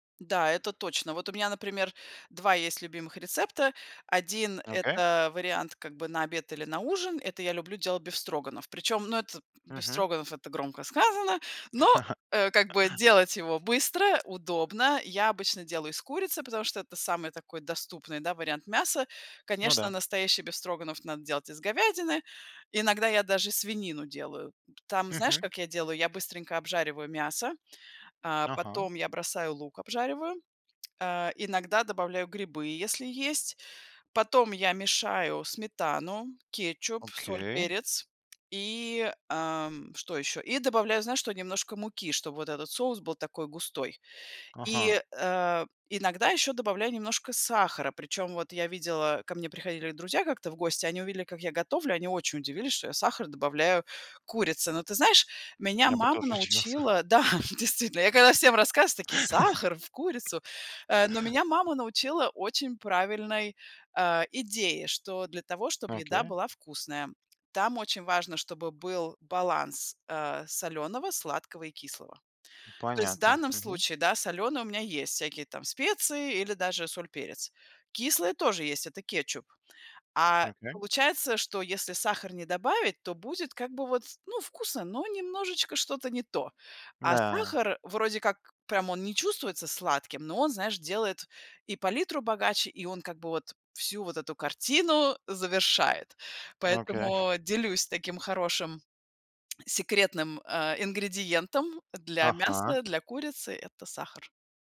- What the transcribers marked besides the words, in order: chuckle; laughing while speaking: "удивился!"; tapping; laugh; laughing while speaking: "Да, действительно"; surprised: "Сахар в курицу?"; snort
- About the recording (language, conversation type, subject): Russian, podcast, Как вы успеваете готовить вкусный ужин быстро?